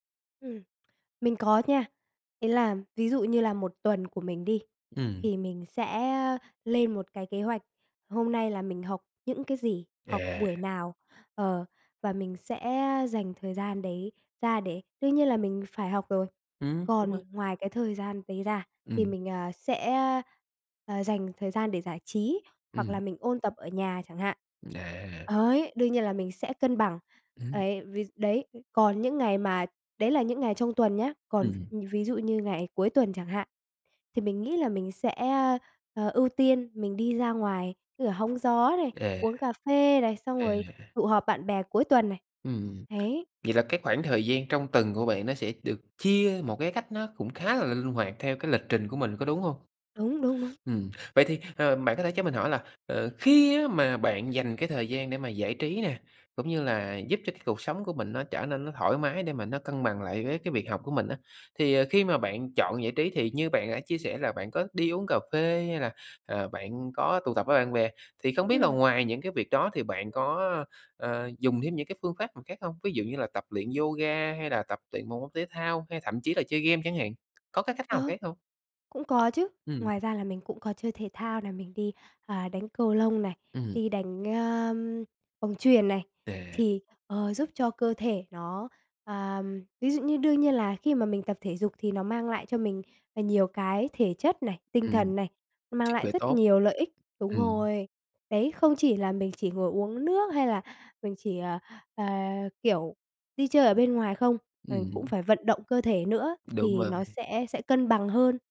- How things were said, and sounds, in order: tapping
- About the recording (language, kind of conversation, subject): Vietnamese, podcast, Làm thế nào để bạn cân bằng giữa việc học và cuộc sống cá nhân?